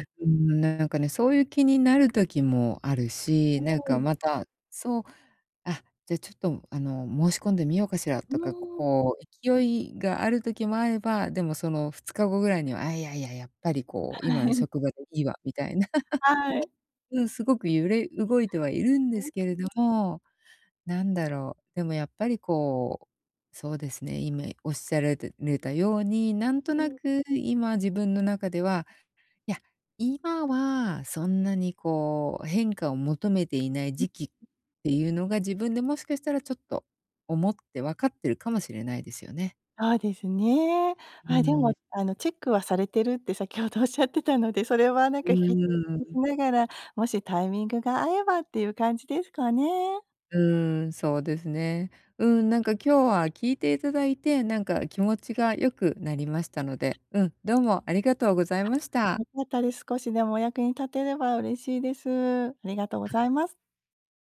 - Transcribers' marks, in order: other background noise; laugh; "今" said as "いみ"; other noise
- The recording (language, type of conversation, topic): Japanese, advice, 職場で自分の満足度が変化しているサインに、どうやって気づけばよいですか？